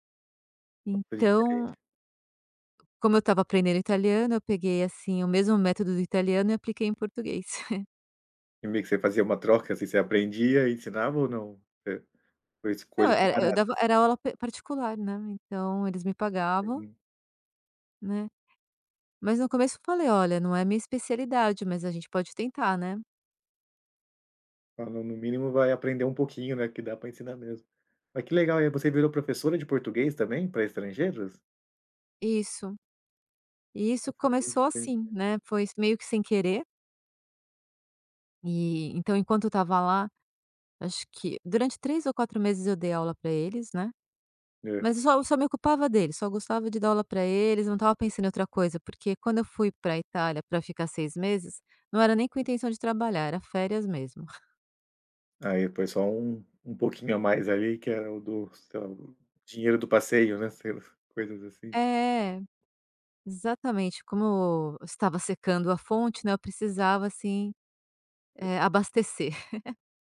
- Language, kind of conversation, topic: Portuguese, podcast, Como você se preparou para uma mudança de carreira?
- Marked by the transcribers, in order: chuckle; unintelligible speech; tapping; other background noise; unintelligible speech; chuckle; chuckle